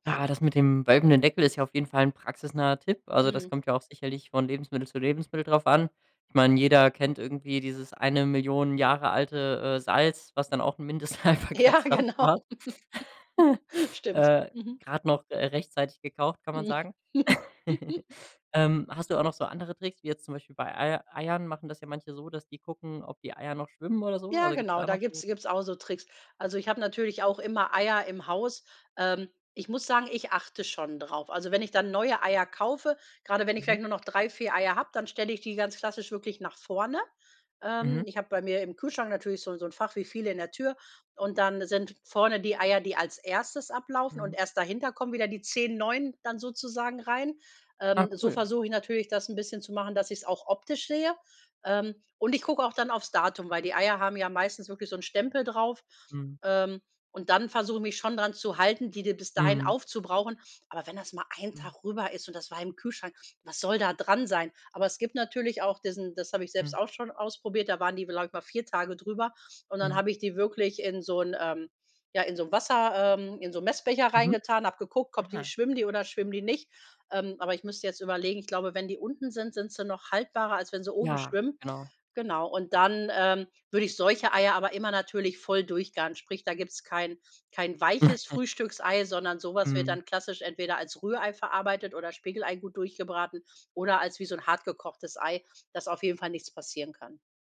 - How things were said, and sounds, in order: laughing while speaking: "Ja, genau"; laughing while speaking: "Mindesthaltbarkeitsdatum"; giggle; laugh; laugh; giggle; chuckle
- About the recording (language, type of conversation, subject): German, podcast, Wie gehst du im Alltag mit Lebensmitteln und Müll um?